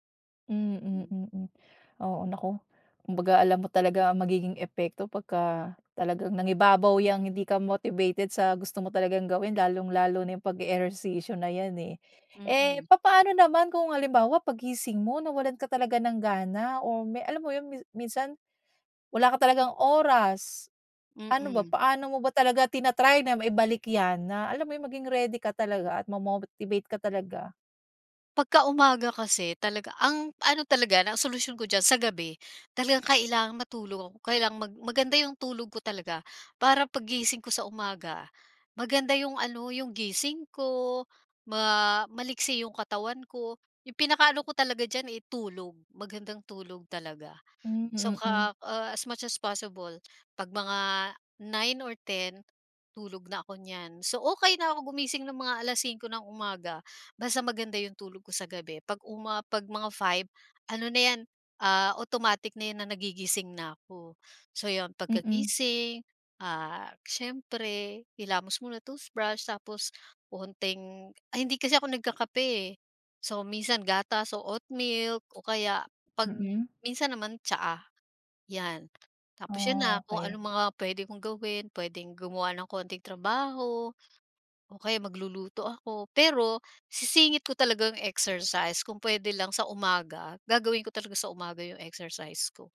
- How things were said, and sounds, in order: bird; other background noise; tapping
- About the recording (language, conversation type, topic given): Filipino, podcast, Paano mo napapanatili ang araw-araw na gana, kahit sa maliliit na hakbang lang?